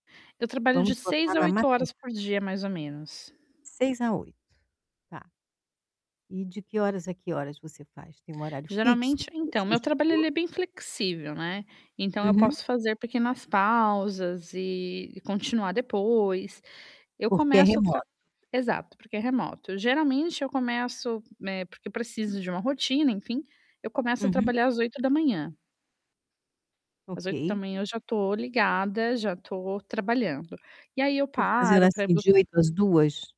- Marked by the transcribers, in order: distorted speech; tapping; static; other background noise
- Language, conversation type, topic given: Portuguese, advice, Como posso incorporar o autocuidado sem sentir tanta culpa?